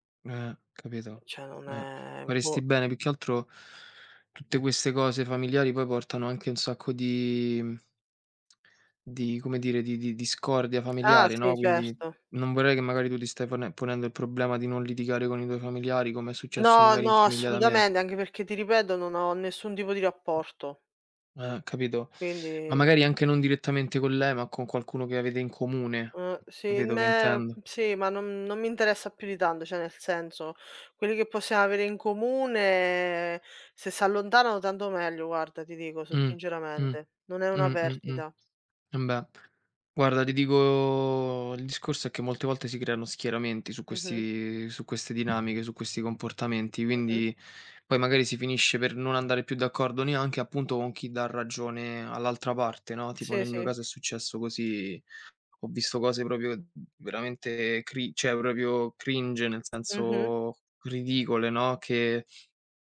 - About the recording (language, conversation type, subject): Italian, unstructured, Qual è la cosa più triste che il denaro ti abbia mai causato?
- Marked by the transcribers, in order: "Cioè" said as "ceh"; "assolutamente" said as "assolutamende"; other background noise; "cioè" said as "ceh"; "proprio" said as "propio"; in English: "cringe"